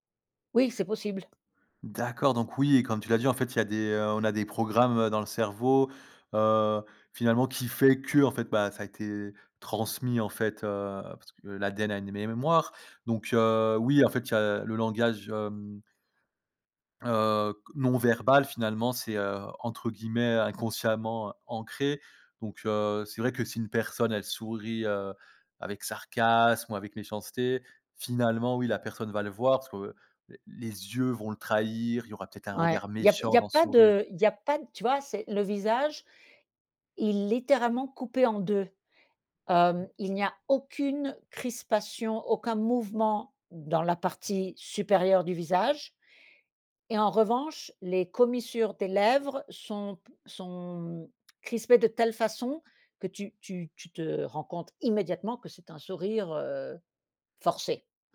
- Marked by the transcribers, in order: other background noise; stressed: "aucune"
- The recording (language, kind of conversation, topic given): French, podcast, Comment distinguer un vrai sourire d’un sourire forcé ?